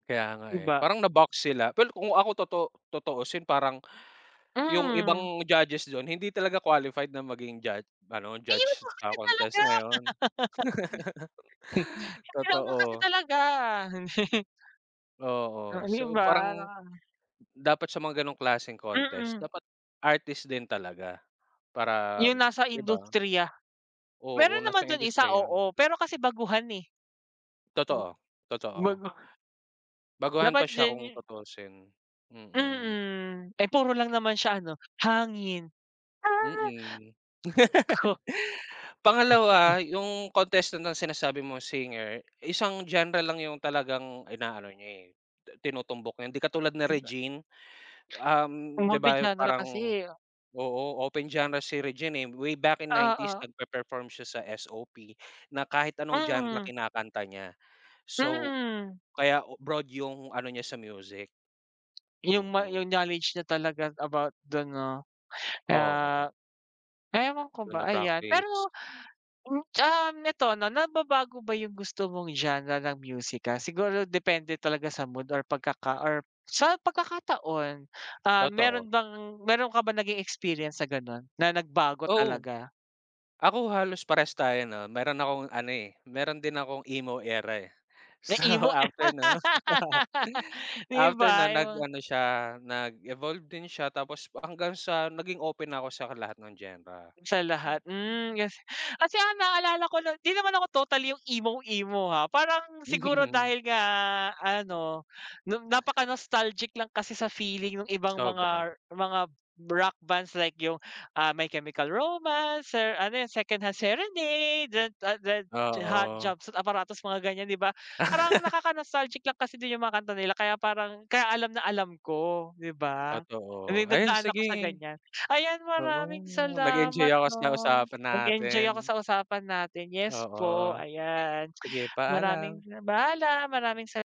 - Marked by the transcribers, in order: "pero" said as "pel"; laugh; tapping; laugh; chuckle; laugh; other background noise; in English: "genre"; in English: "Multi genre"; in English: "open genre"; in English: "genre"; tongue click; in English: "genre"; in English: "emo era"; laughing while speaking: "So, after no"; laugh; in English: "genre"; chuckle; unintelligible speech; laugh; "paalam" said as "baalam"
- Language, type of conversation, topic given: Filipino, unstructured, Anong klaseng musika ang palagi mong pinakikinggan?